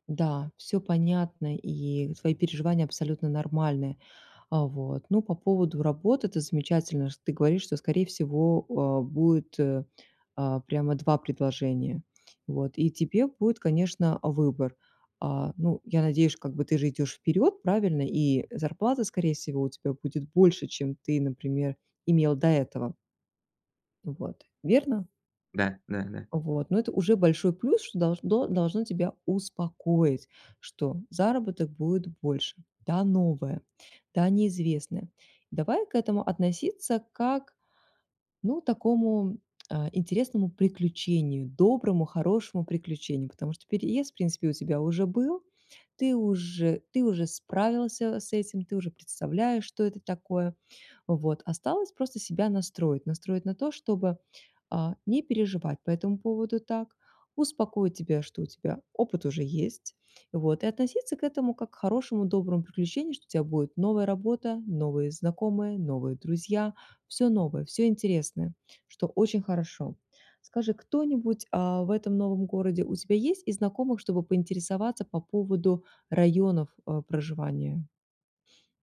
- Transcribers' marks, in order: stressed: "успокоить"; sniff
- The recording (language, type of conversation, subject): Russian, advice, Как мне справиться со страхом и неопределённостью во время перемен?